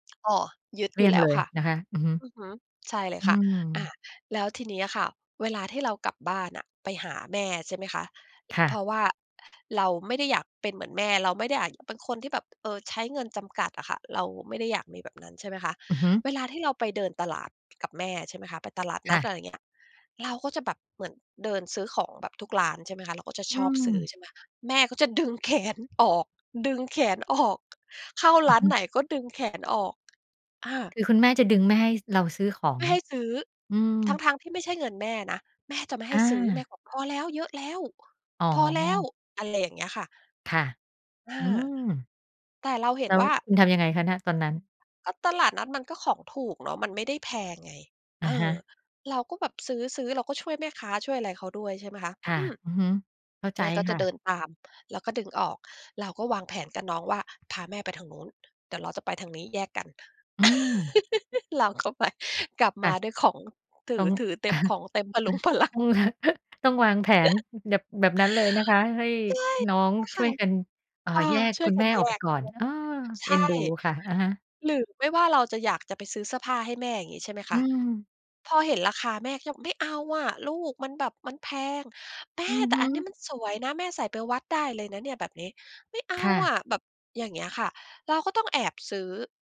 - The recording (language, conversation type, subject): Thai, podcast, เรื่องเงินทำให้คนต่างรุ่นขัดแย้งกันบ่อยไหม?
- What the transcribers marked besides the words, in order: other background noise; put-on voice: "ดึงแขนออก ดึงแขน"; laughing while speaking: "ออก"; put-on voice: "พอแล้ว เยอะแล้ว พอแล้ว"; laugh; laughing while speaking: "เราก็ไป"; chuckle; laughing while speaking: "ต้อง"; laughing while speaking: "พะรุงพะรัง"; giggle; background speech; put-on voice: "ไม่เอาอะลูก มันแบบมันแพง ! แม่ ! แต่อันนี้มันสวยนะ แม่ใส่ไปวัดได้เลยนะเนี่ยแบบนี้ ไม่เอาอะ"